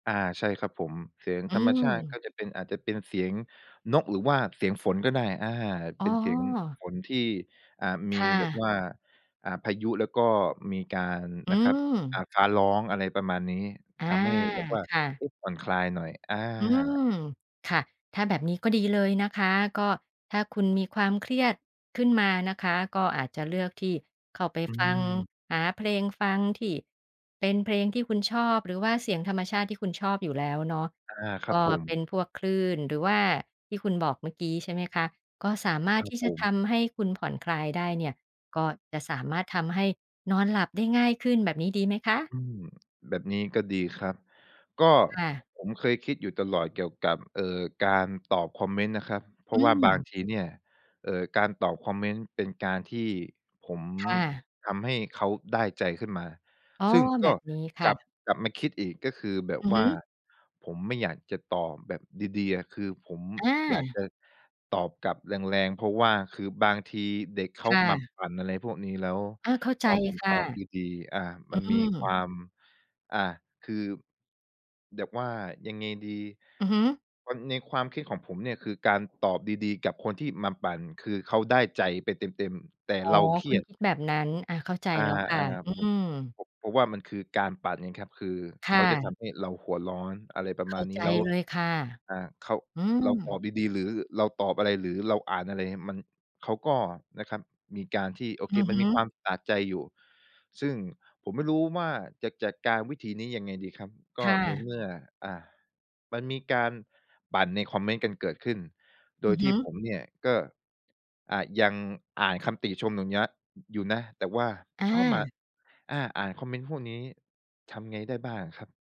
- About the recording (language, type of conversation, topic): Thai, advice, ทำอย่างไรดีเมื่อเครียดสะสมจนนอนไม่หลับและเหนื่อยตลอดเวลา?
- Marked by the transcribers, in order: other background noise; tapping; "อย่างเนี้ย" said as "ยงเยี้ย"